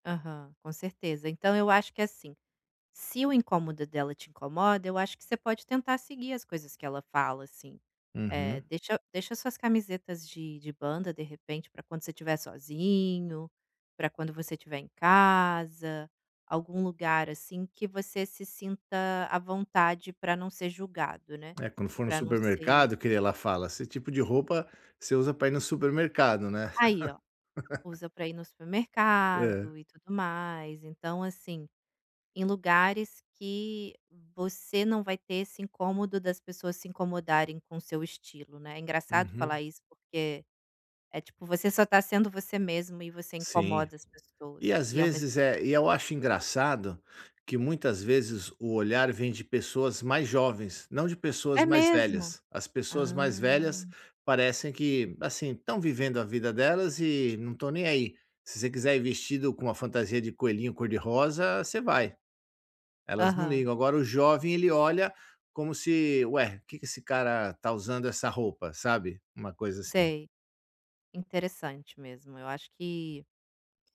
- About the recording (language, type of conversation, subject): Portuguese, advice, Como posso lidar com o medo de ser julgado em público?
- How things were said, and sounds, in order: laugh; other background noise; tapping; drawn out: "Hã"